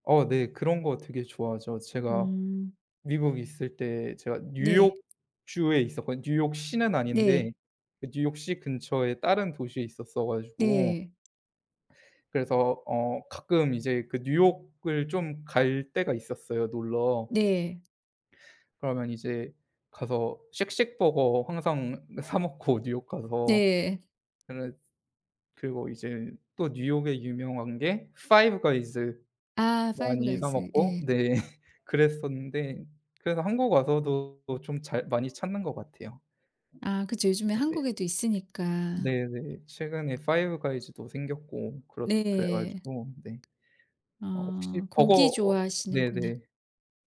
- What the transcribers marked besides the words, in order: tapping; laughing while speaking: "네"; other background noise
- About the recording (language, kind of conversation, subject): Korean, unstructured, 가장 좋아하는 음식은 무엇인가요?